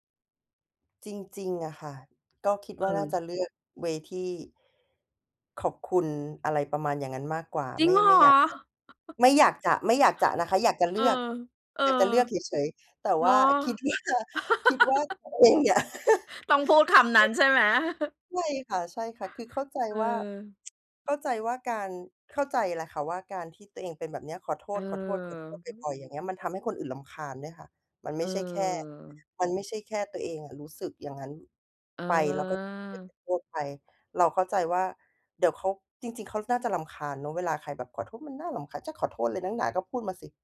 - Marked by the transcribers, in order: in English: "เวย์"; chuckle; laugh; laughing while speaking: "ว่า"; laugh; other background noise; chuckle; tsk
- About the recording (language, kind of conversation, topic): Thai, podcast, คุณใช้คำว่า ขอโทษ บ่อยเกินไปไหม?